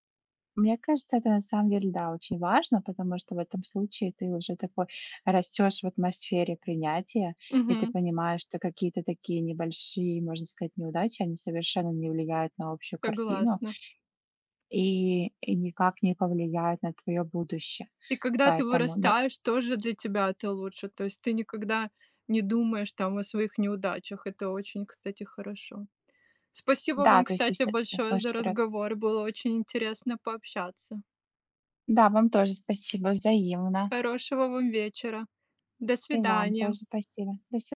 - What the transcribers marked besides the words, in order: other background noise; tapping
- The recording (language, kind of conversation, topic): Russian, unstructured, Как справляться с экзаменационным стрессом?